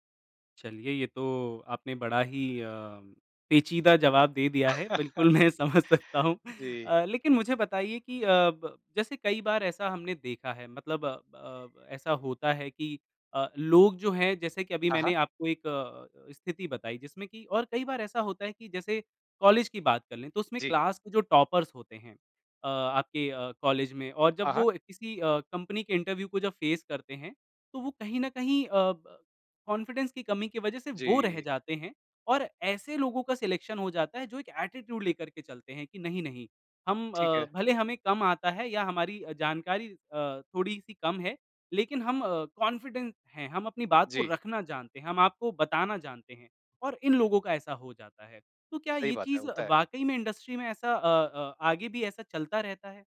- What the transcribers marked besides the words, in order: laughing while speaking: "बिल्कुल मैं समझ सकता हूँ"; chuckle; tapping; bird; in English: "क्लास"; in English: "टॉपर्स"; in English: "फ़ेस"; in English: "कॉन्फिडेंस"; in English: "सिलेक्शन"; in English: "एटीट्यूड"; in English: "कॉन्फिडेंट"; in English: "इंडस्ट्री"
- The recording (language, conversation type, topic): Hindi, podcast, आप अपनी देह-भाषा पर कितना ध्यान देते हैं?